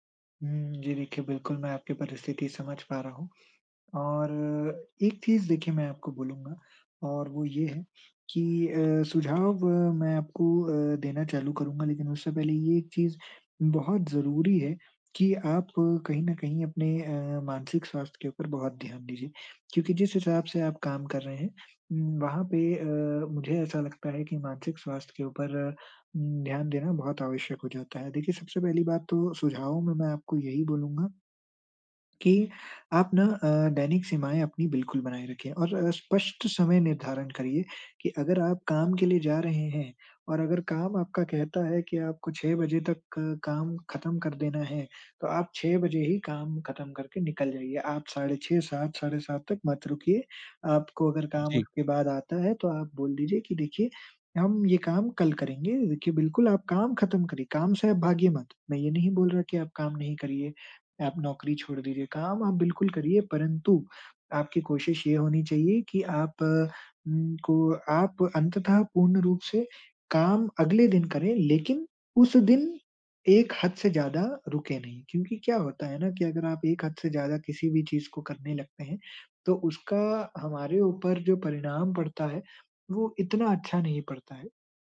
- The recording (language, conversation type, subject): Hindi, advice, मैं काम और निजी जीवन में संतुलन कैसे बना सकता/सकती हूँ?
- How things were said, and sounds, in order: none